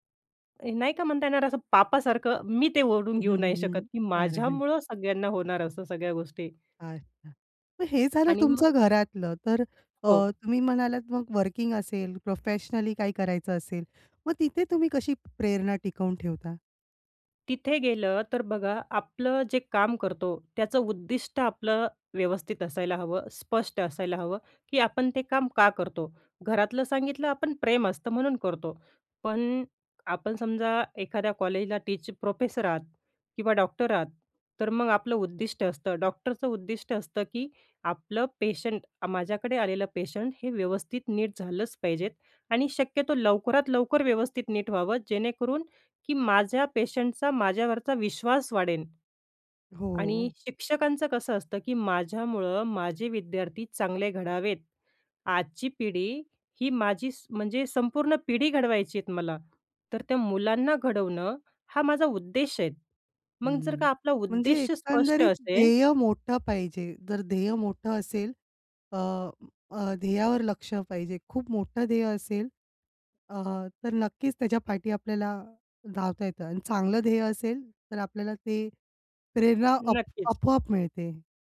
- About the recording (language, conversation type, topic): Marathi, podcast, तू कामात प्रेरणा कशी टिकवतोस?
- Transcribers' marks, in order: sad: "पापासारखं मी ते ओढून घेऊ … असं सगळ्या गोष्टी"; in English: "वर्किंग"; in English: "प्रोफेशनली"; in English: "कॉलेजला टीच प्रोफेसर"; in English: "पेशंट"; in English: "पेशंट"; in English: "पेशंटचा"